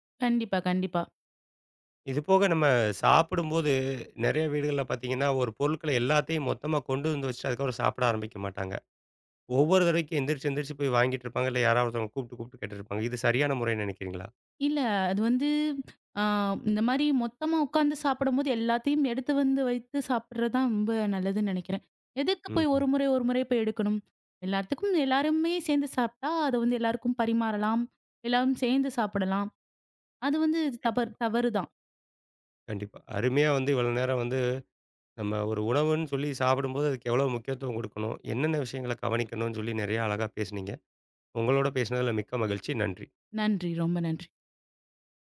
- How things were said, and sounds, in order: grunt; other noise; "தவறு-" said as "தபற்"
- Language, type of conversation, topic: Tamil, podcast, உங்கள் வீட்டில் உணவு சாப்பிடும்போது மனதை கவனமாக வைத்திருக்க நீங்கள் எந்த வழக்கங்களைப் பின்பற்றுகிறீர்கள்?